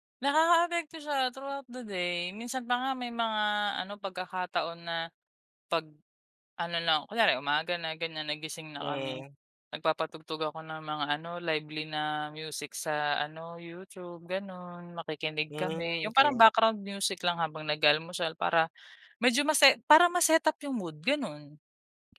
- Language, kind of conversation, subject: Filipino, podcast, Paano mo pinananatili ang motibasyon araw-araw kahit minsan tinatamad ka?
- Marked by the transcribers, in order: joyful: "Nakakaapekto siya through out the day"; in English: "through out the day"; tapping